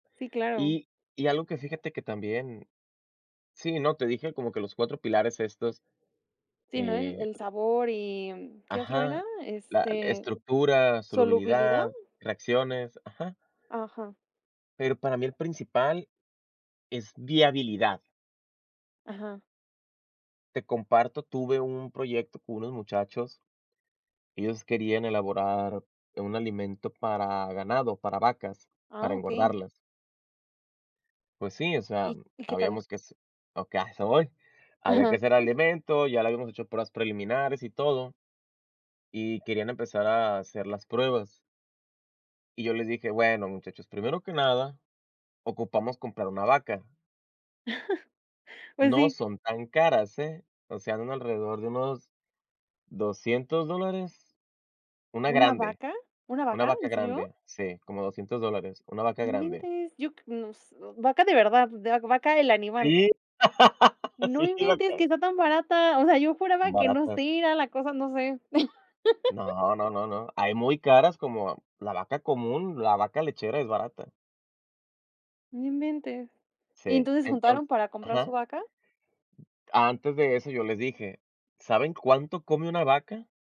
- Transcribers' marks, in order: chuckle; chuckle; laugh; surprised: "¡No inventes, que está tan barata!"; chuckle; other background noise
- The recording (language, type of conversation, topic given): Spanish, podcast, ¿Cómo sueles crear recetas nuevas sin seguir instrucciones?